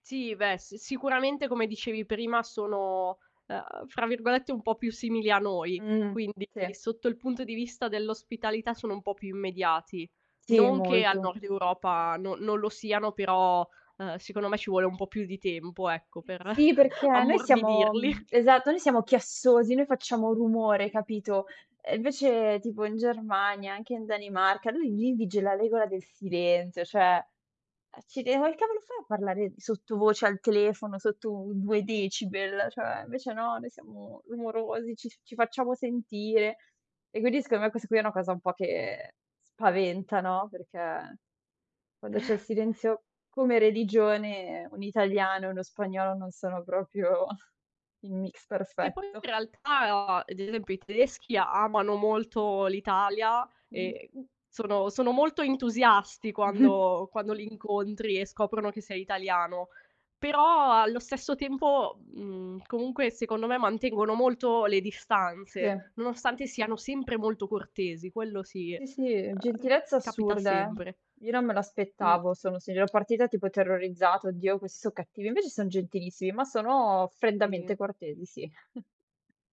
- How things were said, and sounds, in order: alarm; chuckle; laughing while speaking: "ammorbidirli"; "cioè" said as "ceh"; laughing while speaking: "Eh"; laughing while speaking: "proprio"; tapping; other background noise; laughing while speaking: "Mh-mh"; chuckle
- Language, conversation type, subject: Italian, podcast, Come gestisci la solitudine quando sei lontano da casa?